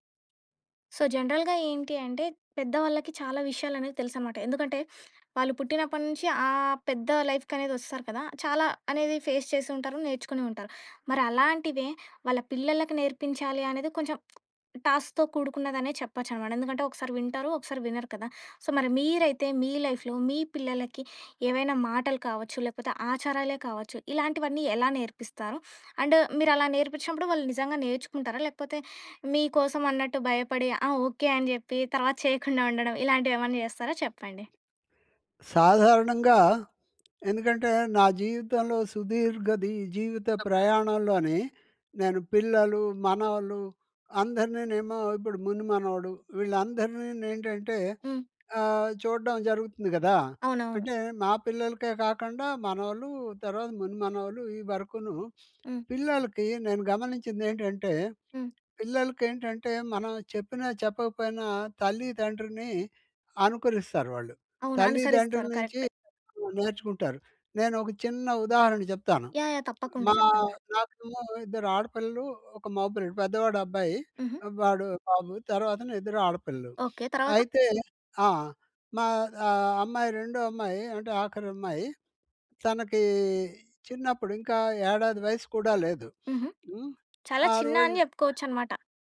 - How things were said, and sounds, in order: in English: "సో, జనరల్‌గా"; sniff; in English: "లైఫ్‌కి"; in English: "ఫేస్"; other background noise; in English: "టాస్క్‌తో"; in English: "సో"; in English: "లైఫ్‌లో"; in English: "అండ్"; laughing while speaking: "తర్వాత చేయకుండా ఉండడం"; tapping; sniff; sniff; in English: "కరెక్ట్"; horn; sniff; sniff
- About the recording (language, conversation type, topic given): Telugu, podcast, మీ పిల్లలకు మీ ప్రత్యేకమైన మాటలు, ఆచారాలు ఎలా నేర్పిస్తారు?
- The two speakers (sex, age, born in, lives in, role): female, 25-29, India, India, host; male, 70-74, India, India, guest